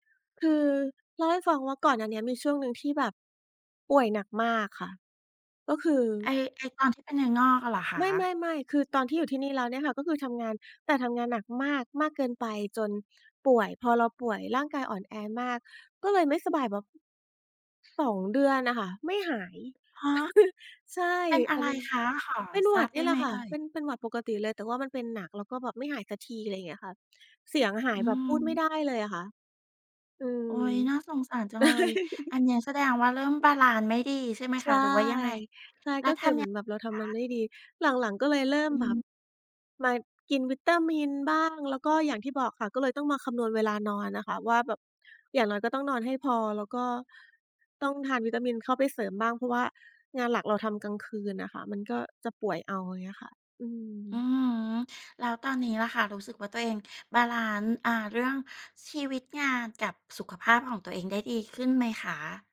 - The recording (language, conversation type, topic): Thai, podcast, คุณทำอย่างไรถึงจะจัดสมดุลระหว่างชีวิตกับงานให้มีความสุข?
- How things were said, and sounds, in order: other noise; other background noise; chuckle; chuckle; tapping